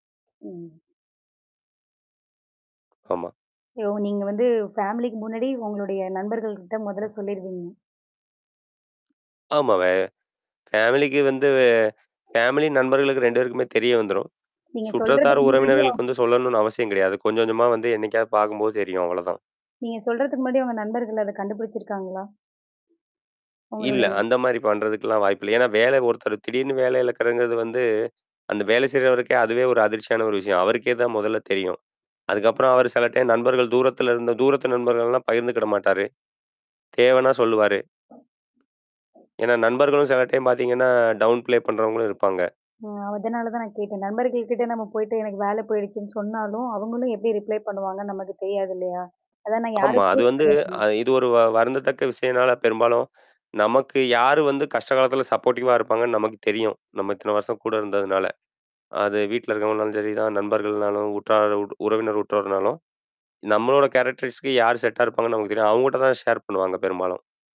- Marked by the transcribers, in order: other background noise; in English: "ஃபேமிலிக்கு"; in English: "ஃபேமிலிக்கு"; in English: "ஃபேமிலி"; tapping; static; in another language: "டைம்"; in another language: "டைம்"; in English: "டவுன் பிளே"; in English: "ரிப்ளை"; distorted speech; in English: "சூஸ்"; in English: "சப்போர்ட்டிவா"; mechanical hum; in English: "கேரக்டரிஸ்க்கு"; in English: "செட்டா"; in English: "ஷேர்"
- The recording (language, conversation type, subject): Tamil, podcast, வேலை இழப்புக்குப் பிறகு ஏற்படும் மன அழுத்தத்தையும் உணர்ச்சிகளையும் நீங்கள் எப்படி சமாளிப்பீர்கள்?